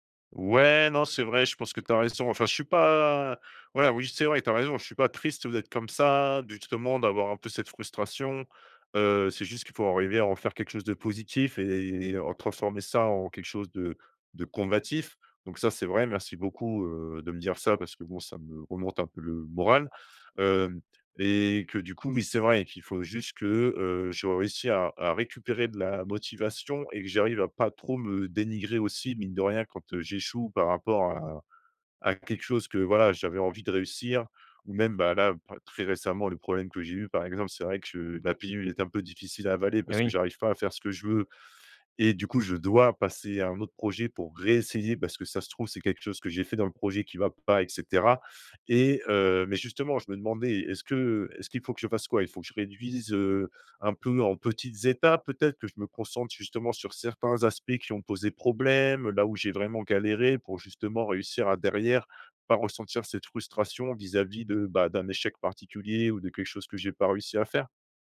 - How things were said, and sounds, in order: drawn out: "pas"; other background noise; stressed: "problème"
- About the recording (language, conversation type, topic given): French, advice, Comment retrouver la motivation après un échec ou un revers ?